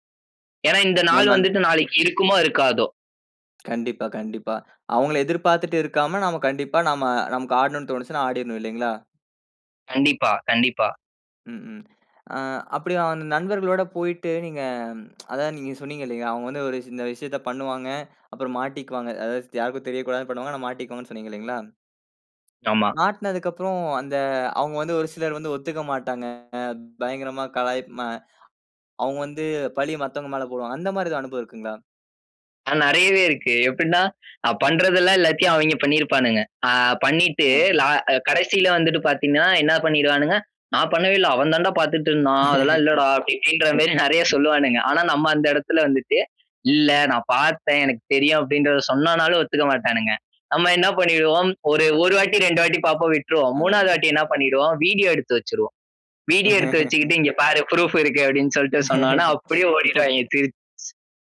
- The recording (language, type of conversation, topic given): Tamil, podcast, ஒரு ஊரில் நீங்கள் பங்கெடுத்த திருவிழாவின் அனுபவத்தைப் பகிர்ந்து சொல்ல முடியுமா?
- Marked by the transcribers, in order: other noise; other background noise; tsk; chuckle; tapping; chuckle; in English: "ப்ரூஃப்"; chuckle